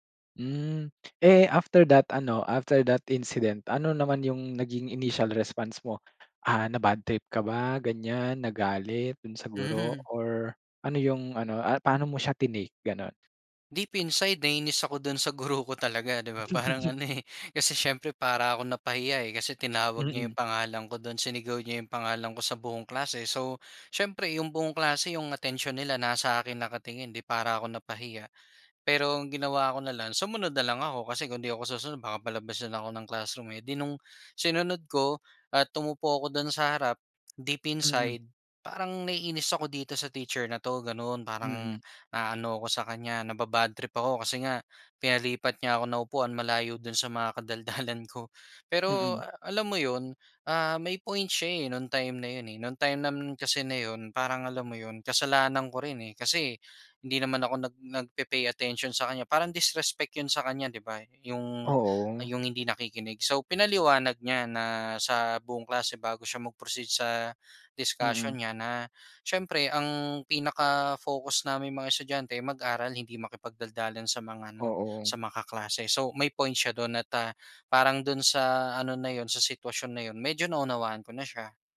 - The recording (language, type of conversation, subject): Filipino, podcast, Paano ka nakikinig para maintindihan ang kausap, at hindi lang para makasagot?
- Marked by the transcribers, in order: tapping; in English: "after that"; in English: "after that incident"; in English: "initial response"; other background noise; laughing while speaking: "parang ano eh"